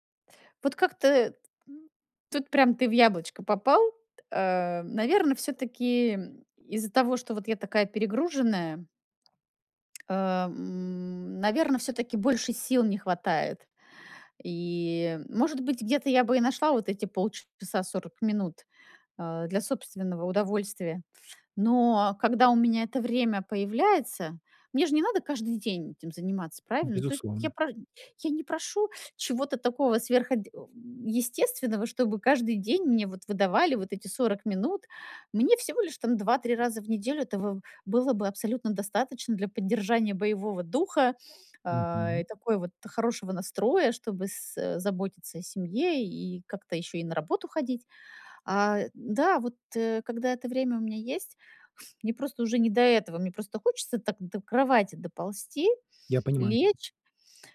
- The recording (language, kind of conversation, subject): Russian, advice, Как мне лучше совмещать работу и личные увлечения?
- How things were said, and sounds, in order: tapping